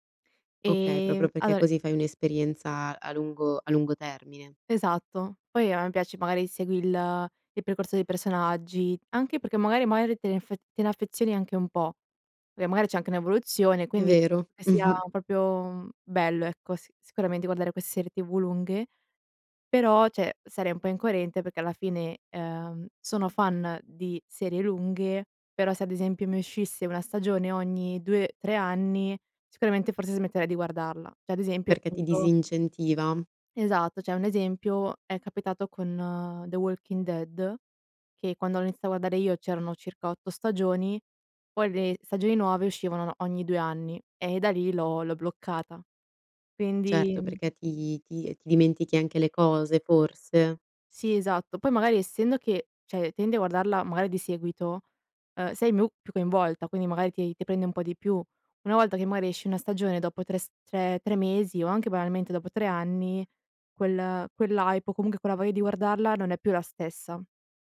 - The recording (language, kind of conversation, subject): Italian, podcast, Cosa pensi del fenomeno dello streaming e del binge‑watching?
- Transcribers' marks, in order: scoff; "proprio" said as "propio"; "cioè" said as "ceh"; "cioè" said as "ceh"; "cioè" said as "ceh"; other background noise; "cioè" said as "ceh"; in English: "hype"